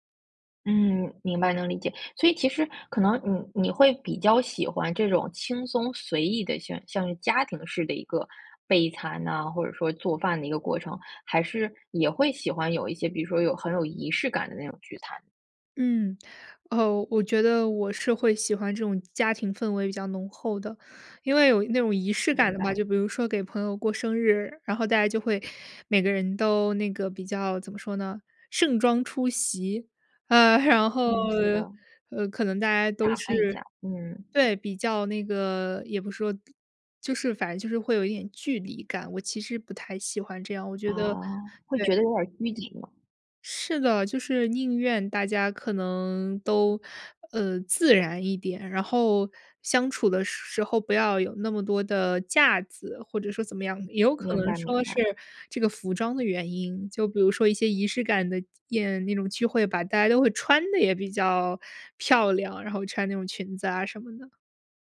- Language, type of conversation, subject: Chinese, podcast, 你怎么看待大家一起做饭、一起吃饭时那种聚在一起的感觉？
- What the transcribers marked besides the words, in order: other background noise; chuckle